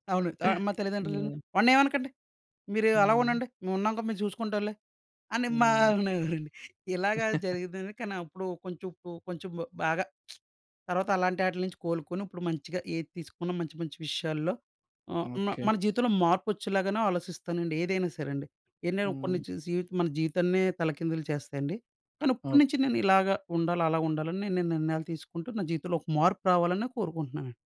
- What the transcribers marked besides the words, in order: chuckle; lip smack; other background noise
- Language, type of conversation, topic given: Telugu, podcast, ఒక చిన్న చర్య వల్ల మీ జీవితంలో పెద్ద మార్పు తీసుకొచ్చిన సంఘటన ఏదైనా ఉందా?